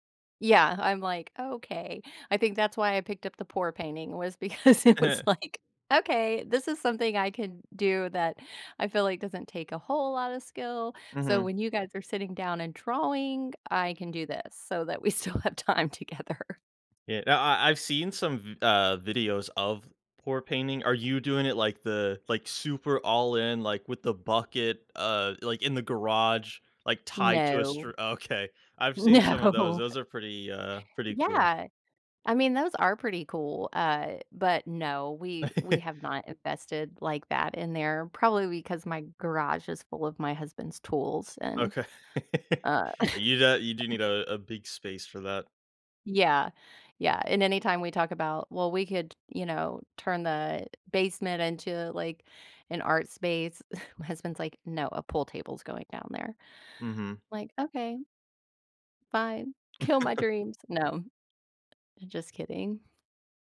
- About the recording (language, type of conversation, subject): English, unstructured, How can a hobby help me handle failure and track progress?
- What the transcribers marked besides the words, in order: laughing while speaking: "because it was like"; chuckle; laughing while speaking: "still have time together"; laughing while speaking: "No"; other background noise; laugh; laughing while speaking: "Okay"; laugh; chuckle; scoff; chuckle